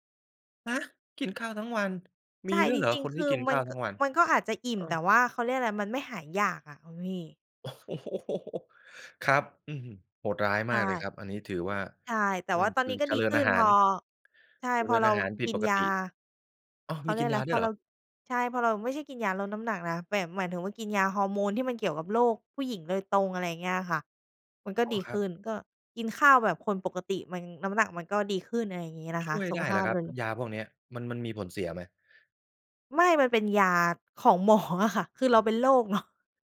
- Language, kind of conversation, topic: Thai, podcast, คุณรับมือกับคำวิจารณ์จากญาติอย่างไร?
- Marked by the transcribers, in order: surprised: "ฮะ !"; chuckle; laughing while speaking: "หมออะค่ะ"; chuckle